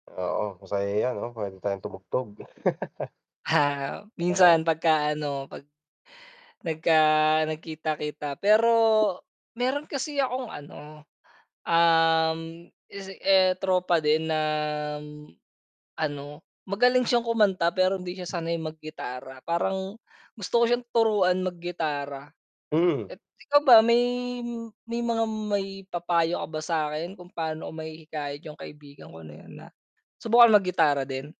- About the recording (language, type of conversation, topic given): Filipino, unstructured, Paano mo mahihikayat ang isang kaibigan na subukan ang hilig mong gawain?
- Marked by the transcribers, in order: static; chuckle; unintelligible speech